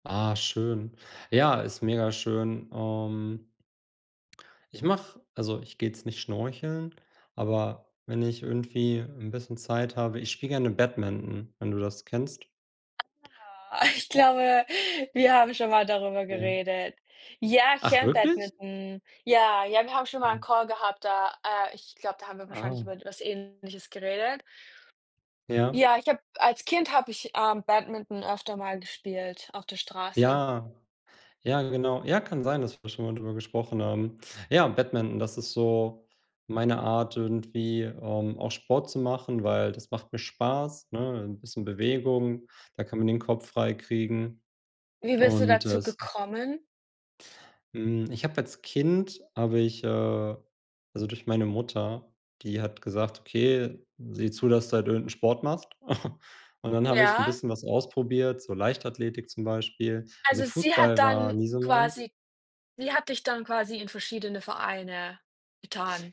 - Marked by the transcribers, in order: unintelligible speech; snort
- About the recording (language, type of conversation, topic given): German, unstructured, Was machst du in deiner Freizeit gern?